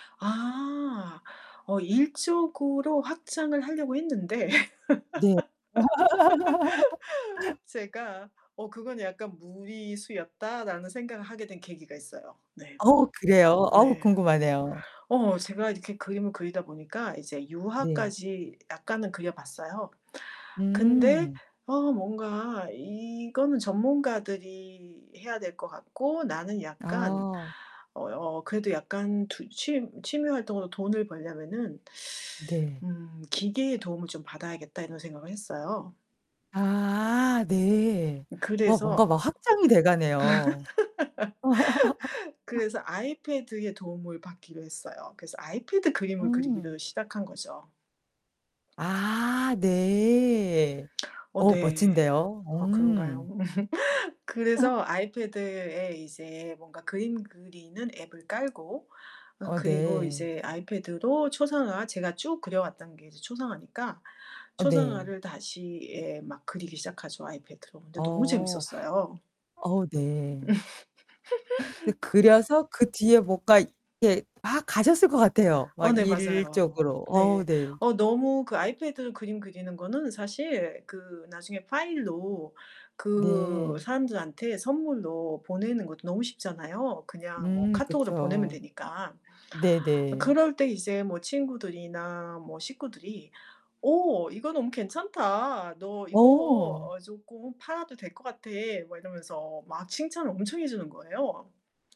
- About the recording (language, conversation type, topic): Korean, podcast, 가장 시간을 잘 보냈다고 느꼈던 취미는 무엇인가요?
- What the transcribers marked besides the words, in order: laugh; laugh; other background noise; laugh; tapping; laugh; tongue click; laugh; laugh; background speech; put-on voice: "오. 이거 너무 괜찮다. 너 이거 어 조끔 팔아도 될 것 같아"